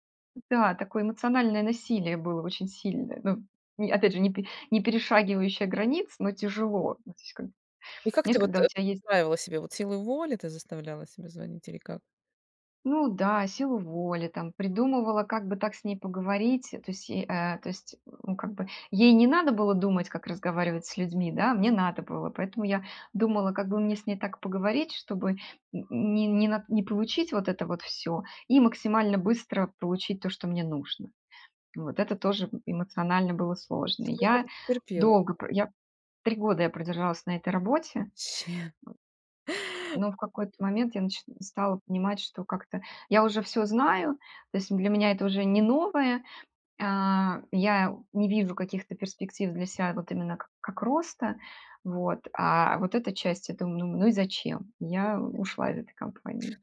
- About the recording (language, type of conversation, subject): Russian, podcast, Что для тебя важнее — смысл работы или деньги?
- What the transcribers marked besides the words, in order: other background noise